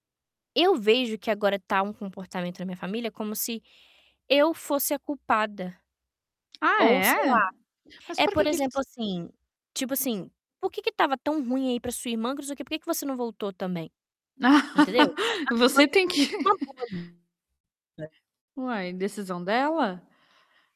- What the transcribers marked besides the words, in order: distorted speech; other background noise; laugh; chuckle; tapping
- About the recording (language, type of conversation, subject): Portuguese, advice, Como costumam ser as discussões sobre apoio financeiro entre membros da família?